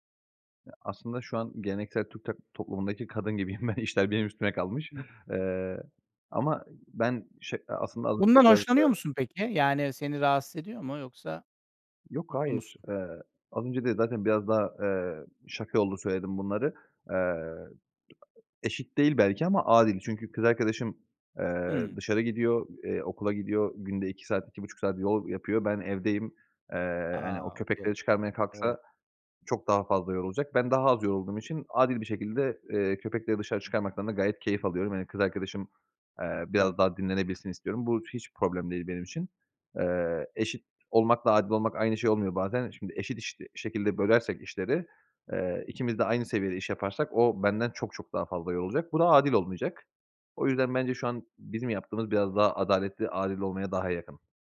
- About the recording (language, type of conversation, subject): Turkish, podcast, Ev işlerini adil paylaşmanın pratik yolları nelerdir?
- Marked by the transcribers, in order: laughing while speaking: "ben"; other background noise; in English: "okay"